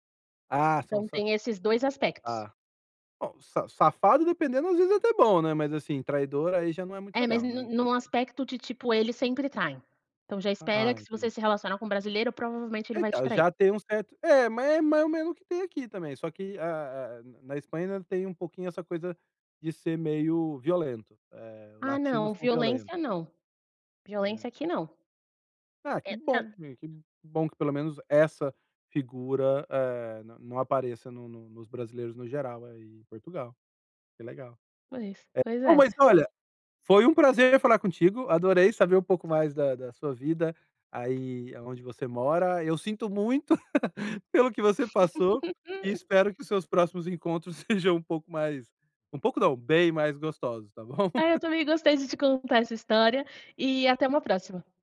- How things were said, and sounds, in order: tapping; chuckle; laugh; laughing while speaking: "sejam"; chuckle
- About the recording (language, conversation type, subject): Portuguese, podcast, Qual encontro com um morador local te marcou e por quê?